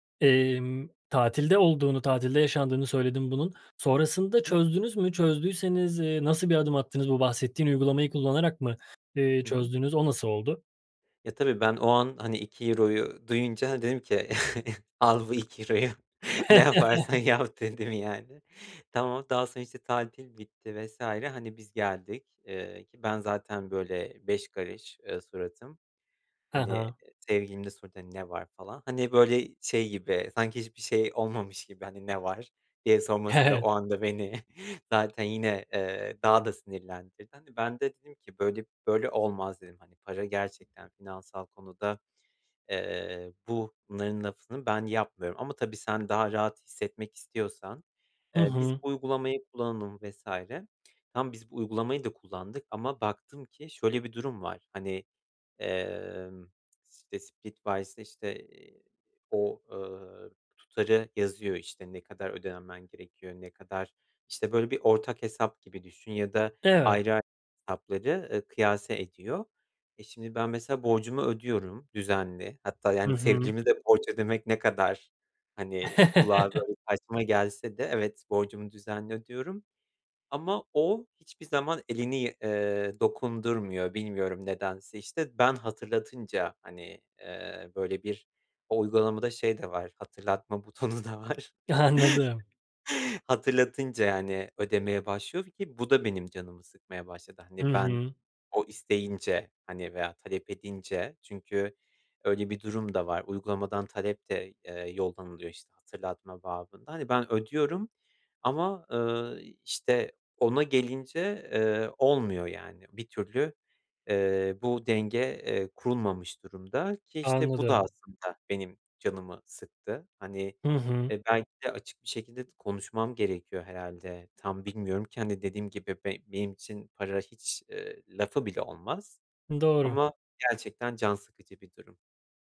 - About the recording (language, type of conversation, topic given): Turkish, advice, Para ve finansal anlaşmazlıklar
- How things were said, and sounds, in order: unintelligible speech; chuckle; laughing while speaking: "Al bu iki euroyu ne yaparsan yap. dedim"; chuckle; chuckle; tapping; "kıyas" said as "kıyase"; chuckle; laughing while speaking: "butonu da var"; chuckle